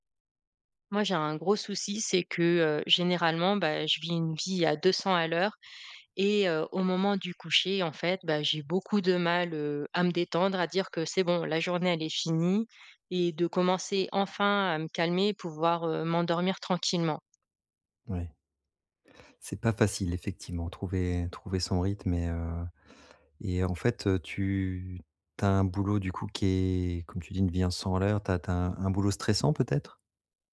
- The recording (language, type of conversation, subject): French, advice, Comment puis-je mieux me détendre avant de me coucher ?
- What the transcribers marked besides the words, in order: none